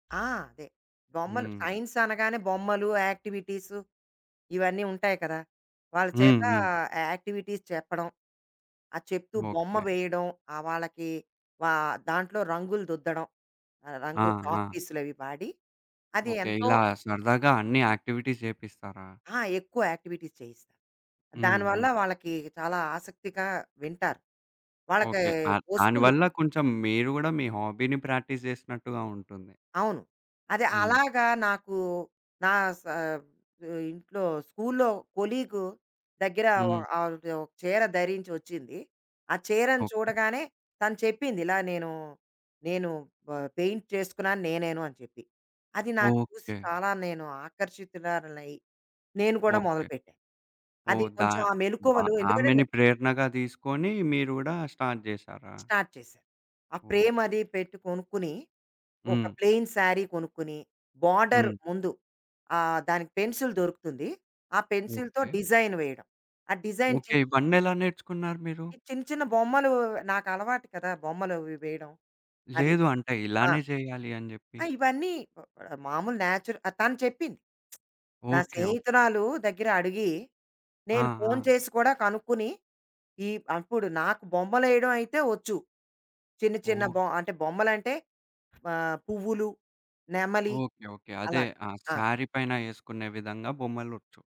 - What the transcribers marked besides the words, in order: in English: "సైన్స్"; in English: "యాక్టివిటీస్"; other background noise; in English: "యాక్టివిటీస్"; in English: "యాక్టివిటీస్"; in English: "హాబీని ప్రాక్టీస్"; in English: "పెయింట్"; in English: "స్టార్ట్"; in English: "స్టార్ట్"; in English: "ప్లెయిన్ సారీ"; in English: "బోర్డర్"; in English: "పెన్సిల్"; in English: "పెన్సిల్‌తో డిజైన్"; in English: "డిజైన్"; in English: "నేచర్"; lip smack; in English: "సారీ"
- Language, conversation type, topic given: Telugu, podcast, నీ మొదటి హాబీ ఎలా మొదలయ్యింది?